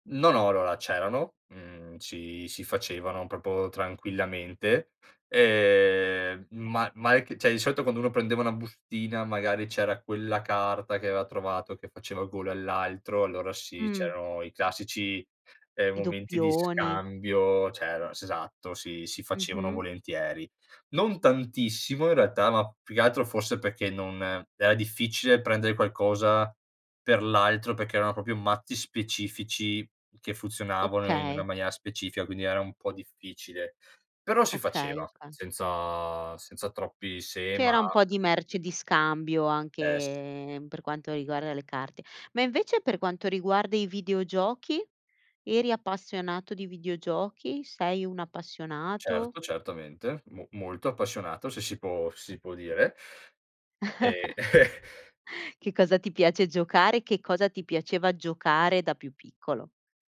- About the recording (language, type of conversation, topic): Italian, podcast, Quale gioco d'infanzia ricordi con più affetto e perché?
- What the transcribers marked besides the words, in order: "proprio" said as "propo"; unintelligible speech; "cioè" said as "ceh"; "solito" said as "soito"; "aveva" said as "avea"; "cioè" said as "ceh"; chuckle; other background noise